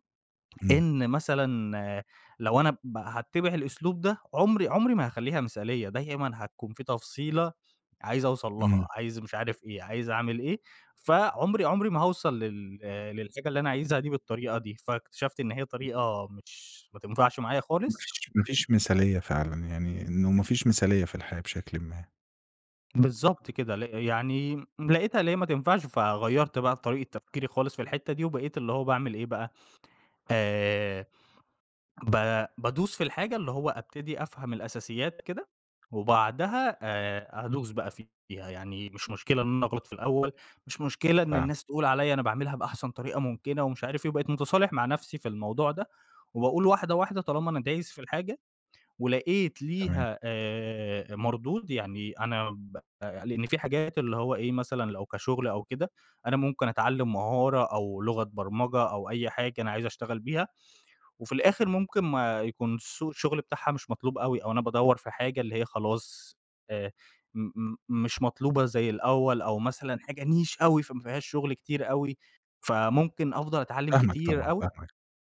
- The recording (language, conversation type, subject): Arabic, podcast, إزاي تتعامل مع المثالية الزيادة اللي بتعطّل الفلو؟
- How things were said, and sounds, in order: tapping; other background noise; in English: "Niche"